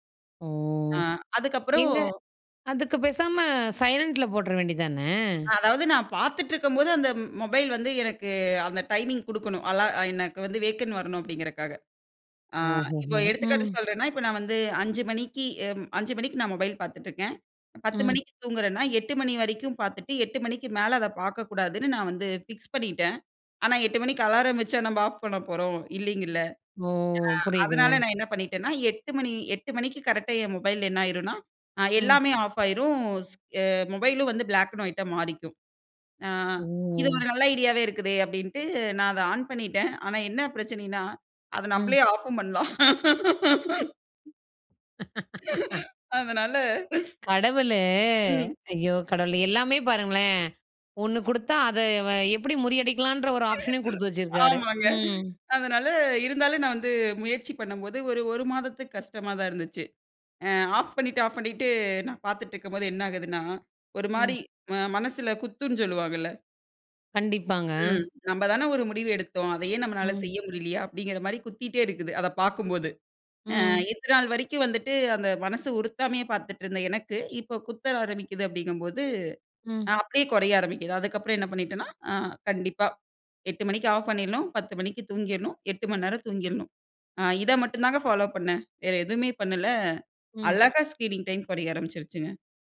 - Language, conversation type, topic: Tamil, podcast, நீங்கள் தினசரி திரை நேரத்தை எப்படிக் கட்டுப்படுத்திக் கொள்கிறீர்கள்?
- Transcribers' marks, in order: in English: "வேக்கண்"; laugh; other noise; laugh; other background noise; in English: "ஆப்ஷன்னயும்"; laugh; laughing while speaking: "ஆமாங்க"; in English: "ஸ்க்ரீனிங் டைம்"